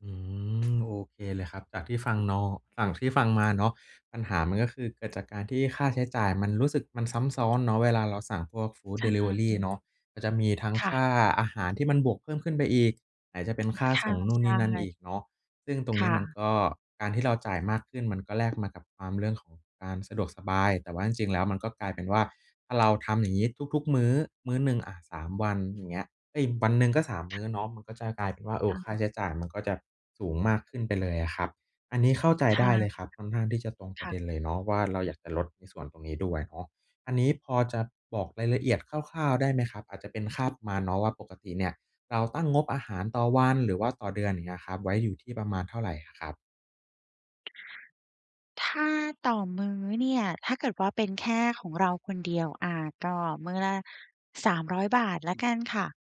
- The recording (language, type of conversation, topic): Thai, advice, ทำอาหารที่บ้านอย่างไรให้ประหยัดค่าใช้จ่าย?
- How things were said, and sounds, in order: tapping; other background noise